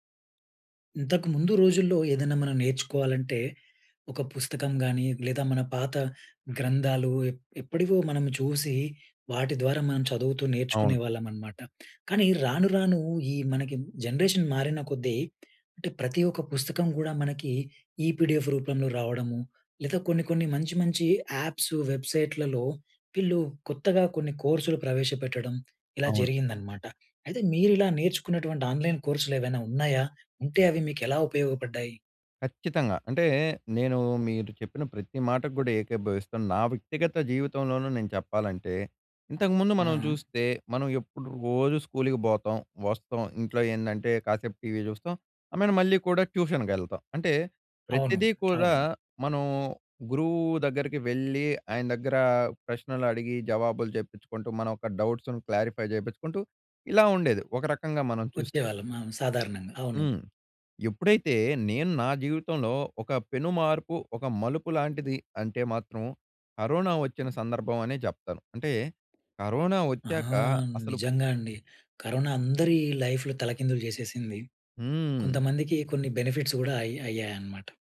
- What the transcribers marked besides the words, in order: in English: "జనరేషన్"; tapping; in English: "పీడిఎఫ్"; in English: "యాప్స్, వెబ్సైట్‌లలో"; in English: "కోర్సులు"; in English: "ఆన్‍లైన్ కోర్సులు"; in English: "ఐ మీన్"; in English: "ట్యూషన్‌కెళ్తాం"; in English: "డౌట్స్‌ను క్లారిఫై"; in English: "లైఫ్‌లు"; in English: "బెనిఫిట్స్"
- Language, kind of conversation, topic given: Telugu, podcast, ఆన్‌లైన్ కోర్సులు మీకు ఎలా ఉపయోగపడాయి?